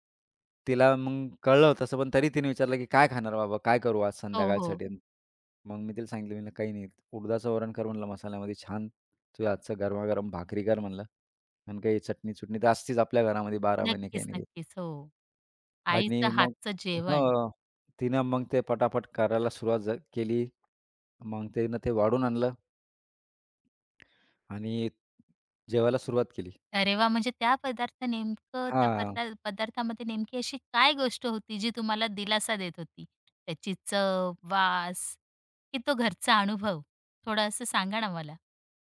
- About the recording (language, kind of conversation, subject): Marathi, podcast, कठीण दिवसानंतर तुम्हाला कोणता पदार्थ सर्वाधिक दिलासा देतो?
- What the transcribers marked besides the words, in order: tapping; other background noise